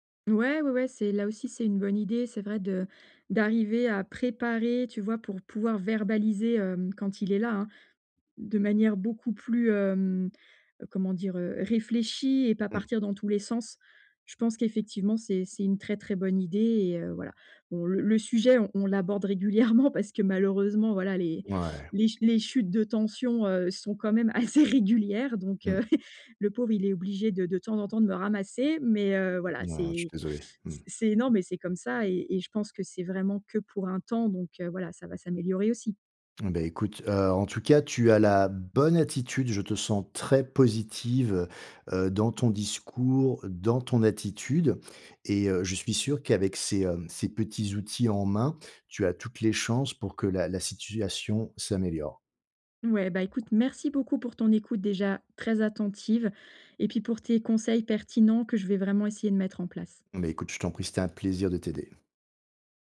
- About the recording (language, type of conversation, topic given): French, advice, Dire ses besoins sans honte
- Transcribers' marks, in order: laughing while speaking: "régulièrement"; laughing while speaking: "assez régulières"; chuckle; stressed: "bonne"